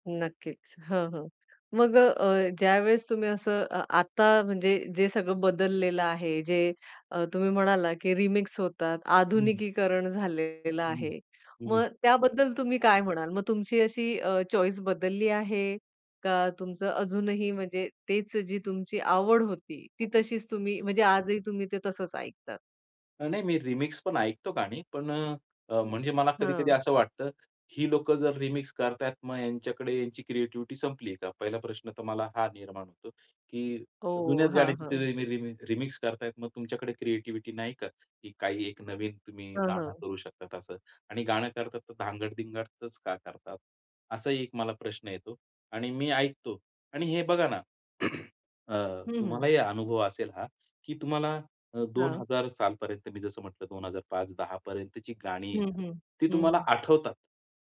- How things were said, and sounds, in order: other background noise; in English: "चॉईस"; throat clearing
- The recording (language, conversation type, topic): Marathi, podcast, जुनी गाणी ऐकताना कोणत्या आठवणी जागतात?